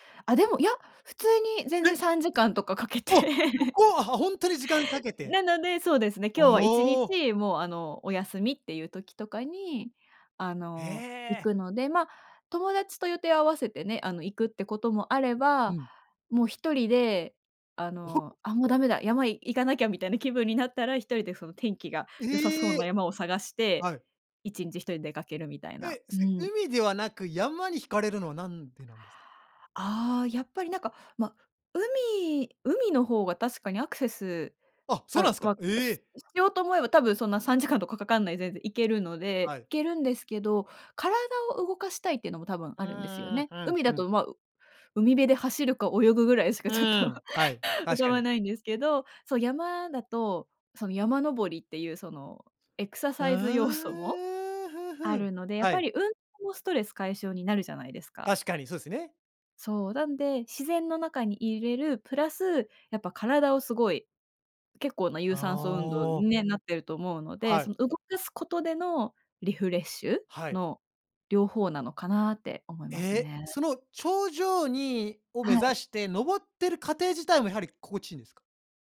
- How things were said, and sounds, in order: laughing while speaking: "かけて"; laugh; unintelligible speech; laughing while speaking: "ちょっと"
- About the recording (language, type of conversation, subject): Japanese, podcast, 普段、ストレス解消のために何をしていますか？